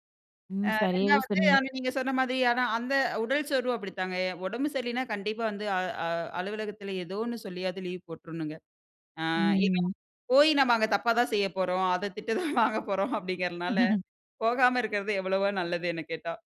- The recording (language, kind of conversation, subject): Tamil, podcast, சோர்வு வந்தால் ஓய்வெடுக்கலாமா, இல்லையா சிறிது செயற்படலாமா என்று எப்படி தீர்மானிப்பீர்கள்?
- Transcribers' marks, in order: laughing while speaking: "திட்டு தான் வாங்க போறோம்"; laugh